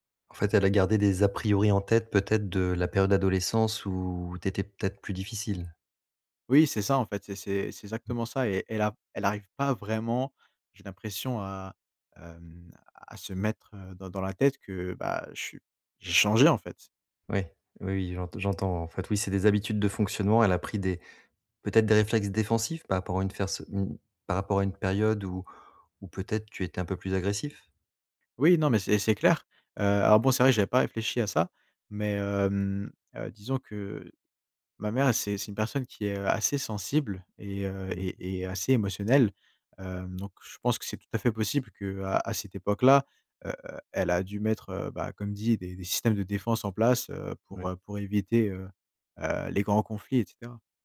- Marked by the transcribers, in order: tapping
- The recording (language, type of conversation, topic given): French, advice, Comment gérer une réaction émotionnelle excessive lors de disputes familiales ?